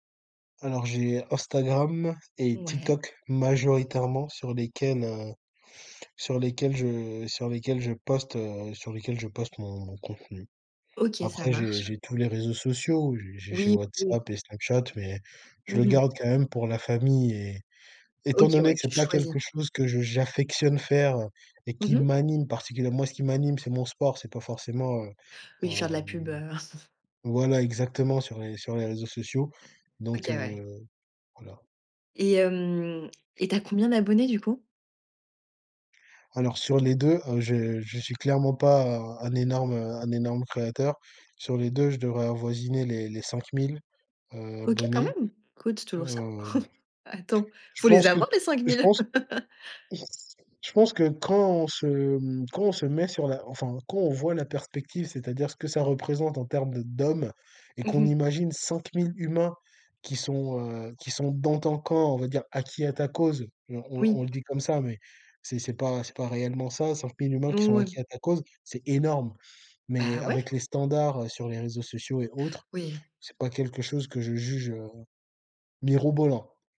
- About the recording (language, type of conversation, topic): French, podcast, Comment choisis-tu ce que tu gardes pour toi et ce que tu partages ?
- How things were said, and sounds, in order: stressed: "m'anime"; chuckle; other background noise; chuckle; chuckle